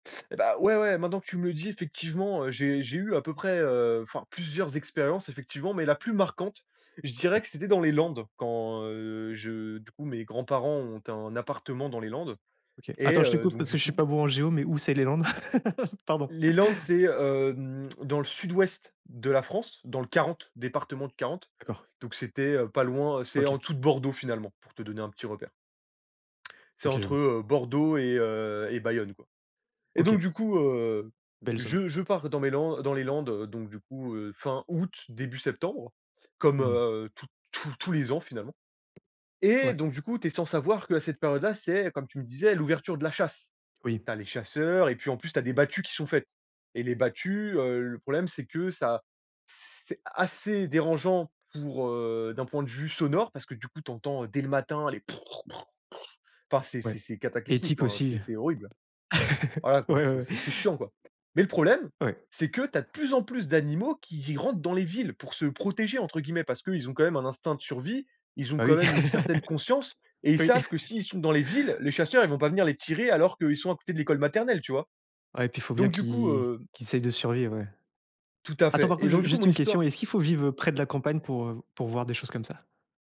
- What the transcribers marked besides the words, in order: laugh; chuckle; tapping; other noise; chuckle; laughing while speaking: "Ouais, ouais ouais"; laugh; laughing while speaking: "Oui"
- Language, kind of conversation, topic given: French, podcast, Peux-tu raconter une rencontre avec un animal sauvage près de chez toi ?